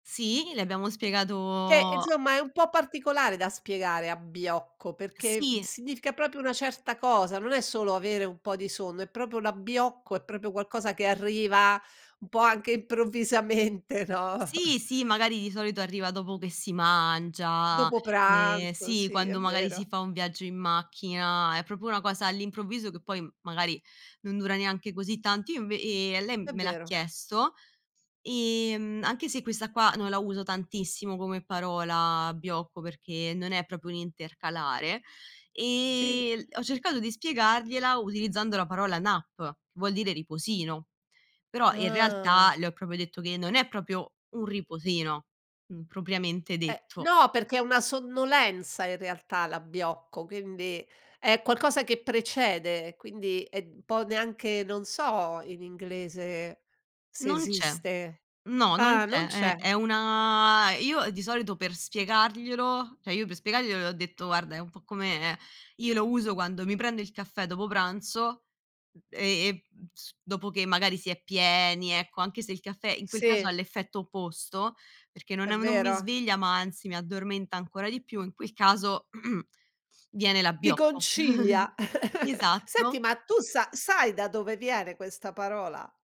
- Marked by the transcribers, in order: drawn out: "spiegato"; tapping; "proprio" said as "propio"; "proprio" said as "propio"; "proprio" said as "propio"; laughing while speaking: "improvvisamente, no?"; chuckle; "proprio" said as "propio"; drawn out: "ehm"; in English: "nap"; drawn out: "Ah"; "proprio" said as "propio"; drawn out: "una"; throat clearing; chuckle
- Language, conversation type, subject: Italian, podcast, Ci sono parole della tua lingua che non si possono tradurre?